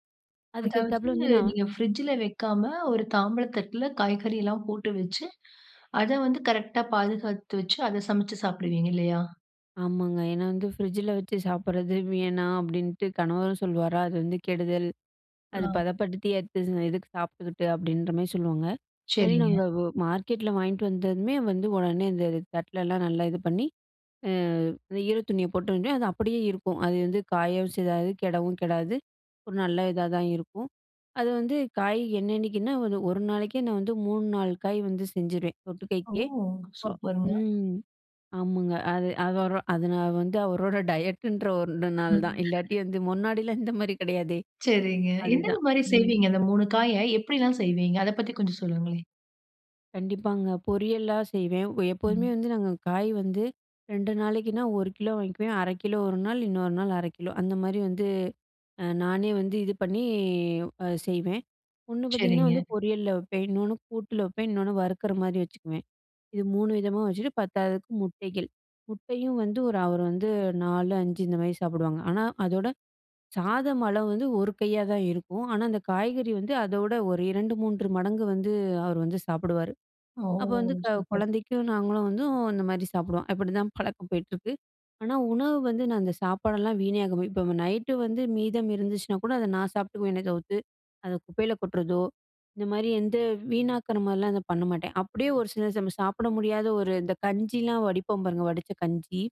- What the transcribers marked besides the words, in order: inhale; "சமைத்து" said as "சமச்சு"; unintelligible speech; "போட்டதுமே" said as "போட்டன்னோட்டே"; "செய்யாது" said as "செய்தாது"; "தொட்டுக்க" said as "தொட்டுக்கைக்கு"; unintelligible speech; "ஒண்ணு" said as "ஒன்று"; chuckle; "வீண்" said as "வீணே"; "ஆகுறமாரி" said as "ஆகுமா"
- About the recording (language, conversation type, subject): Tamil, podcast, வீடுகளில் உணவுப் பொருள் வீணாக்கத்தை குறைக்க எளிய வழிகள் என்ன?